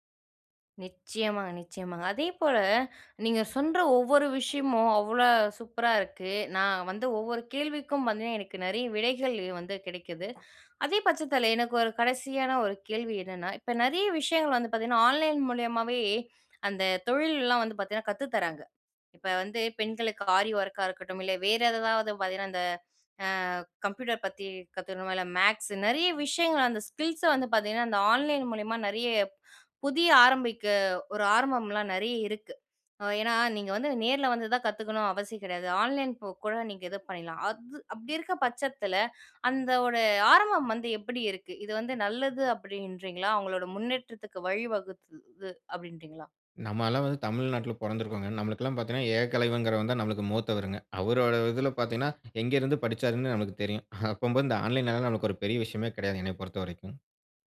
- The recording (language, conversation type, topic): Tamil, podcast, புதியதாக தொடங்குகிறவர்களுக்கு உங்களின் மூன்று முக்கியமான ஆலோசனைகள் என்ன?
- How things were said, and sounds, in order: "சொல்ற" said as "சொன்ற"; "அவ்வளோ" said as "அவ்வளா"; other background noise; tapping; "ஏதாவது" said as "ஏதாதாவது"; "கத்துக்கணும்னு" said as "கத்துக்கணும்"; "எல்லாம்" said as "அல்லாம்"; "ஏகலைவன்ங்கிறவன்தான்" said as "ஏககலைவன்ங்கிறவன்தான்"